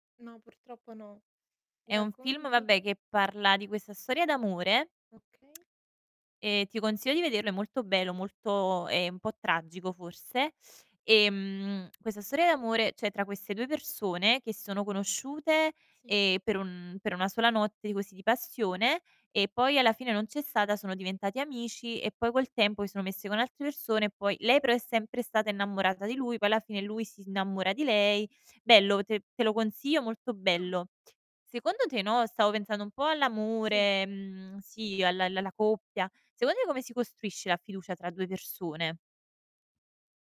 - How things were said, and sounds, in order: lip smack; "cioè" said as "ceh"; "innamorata" said as "innammorata"; "innamora" said as "innammora"
- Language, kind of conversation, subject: Italian, unstructured, Come si costruisce la fiducia tra due persone?